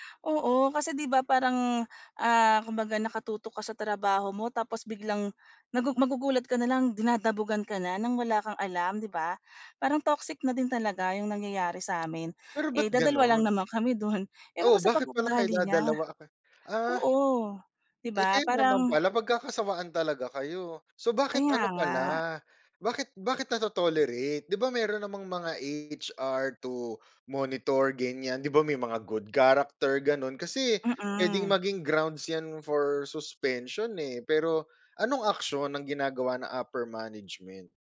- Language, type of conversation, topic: Filipino, advice, Paano ako magtatakda ng propesyonal na hangganan sa opisina?
- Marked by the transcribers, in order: other background noise